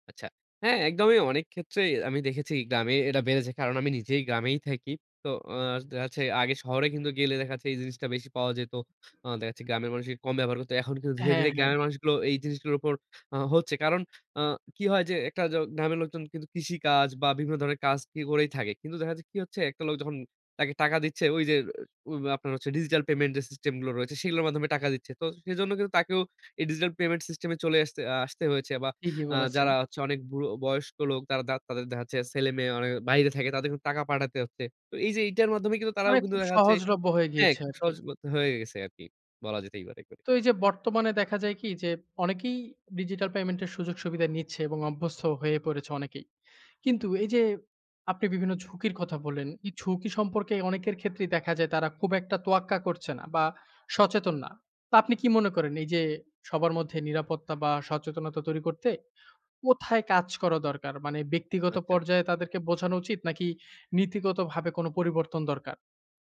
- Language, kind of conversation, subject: Bengali, podcast, ডিজিটাল পেমেন্ট ব্যবহার করলে সুবিধা ও ঝুঁকি কী কী মনে হয়?
- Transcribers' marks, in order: other background noise